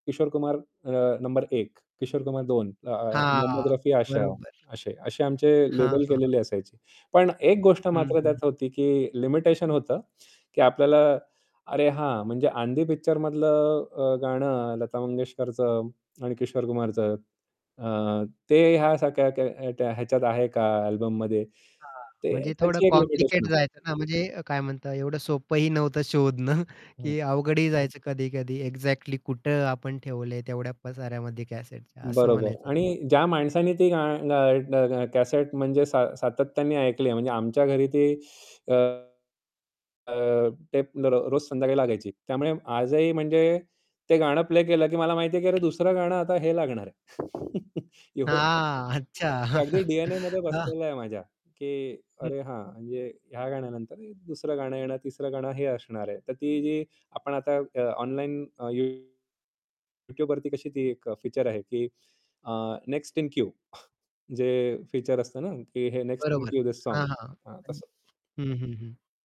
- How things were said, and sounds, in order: static; tapping; in English: "लेबल"; in English: "लिमिटेशन"; distorted speech; in English: "लिमिटेशन"; laughing while speaking: "शोधणं"; in English: "एक्झॅक्टली"; other background noise; chuckle; in English: "नेक्स्ट इन क्यू धिस सॉँग"
- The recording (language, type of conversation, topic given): Marathi, podcast, तुम्हाला एखादं जुने गाणं शोधायचं असेल, तर तुम्ही काय कराल?